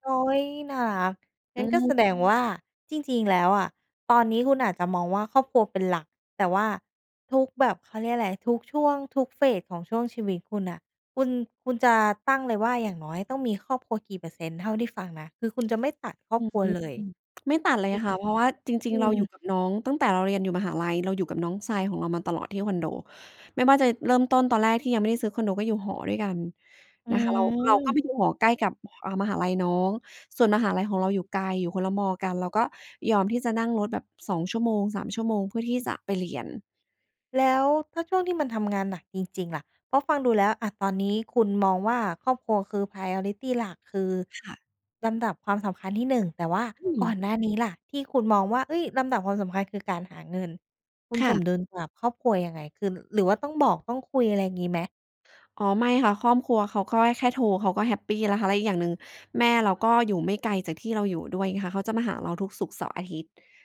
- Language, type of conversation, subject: Thai, podcast, คุณมีวิธีหาความสมดุลระหว่างงานกับครอบครัวอย่างไร?
- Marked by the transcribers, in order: in English: "Phase"; tapping; in English: "Priority"